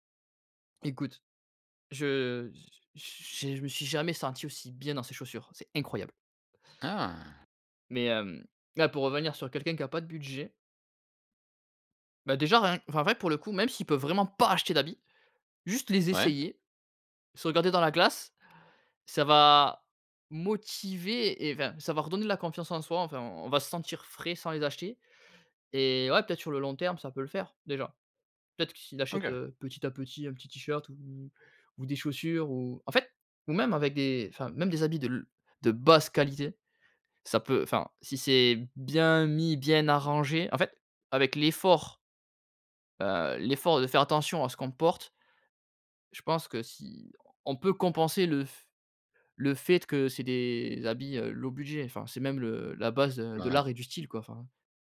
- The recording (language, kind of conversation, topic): French, podcast, Quel rôle la confiance joue-t-elle dans ton style personnel ?
- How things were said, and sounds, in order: stressed: "pas"; stressed: "basse"; in English: "low budget"